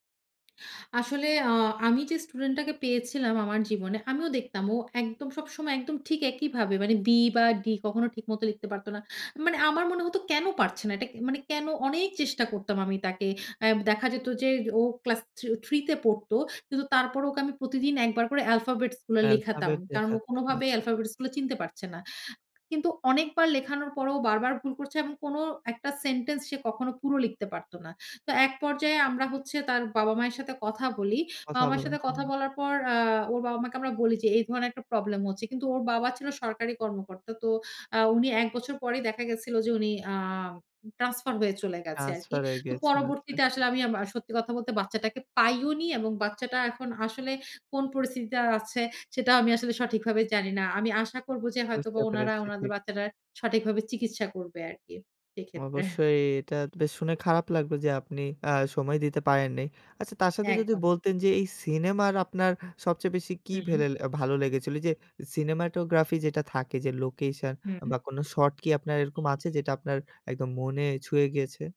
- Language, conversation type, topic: Bengali, podcast, একটা সিনেমা কেন তোমার প্রিয়, বলো তো?
- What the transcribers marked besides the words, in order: tapping; in English: "অ্যালফাবেট"; other background noise; laughing while speaking: "সেক্ষেত্রে"; in English: "সিনেমাটোগ্রাফি"